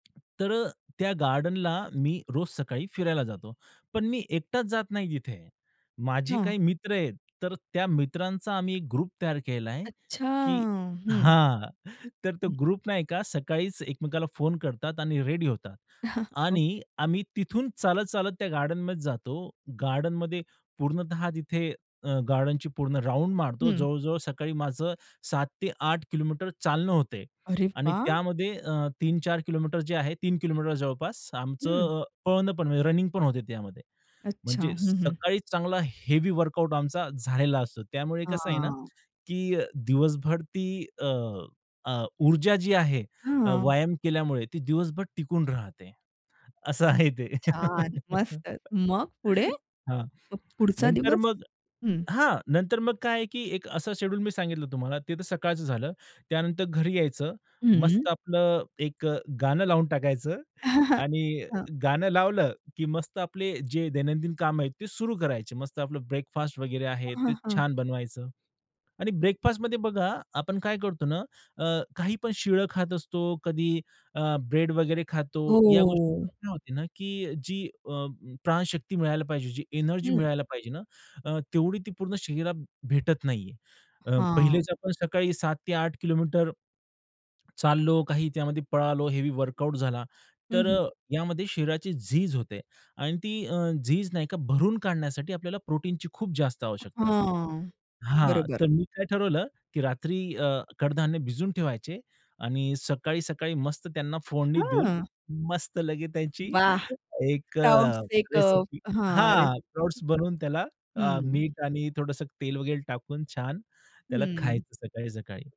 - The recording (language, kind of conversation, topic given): Marathi, podcast, व्यस्त असताना तुम्ही तुमचे आरोग्य कसे सांभाळता?
- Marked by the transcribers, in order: tapping; other noise; in English: "ग्रुप"; drawn out: "अच्छा"; in English: "ग्रुप"; chuckle; in English: "हेवी वर्कआउट"; other background noise; laughing while speaking: "असं आहे ते"; laugh; chuckle; drawn out: "हो"; in English: "हेवी वर्कआउट"; joyful: "मस्त लगेच त्याची एक अ, रेसिपी"; in English: "स्प्राउट"; in English: "स्प्राउट"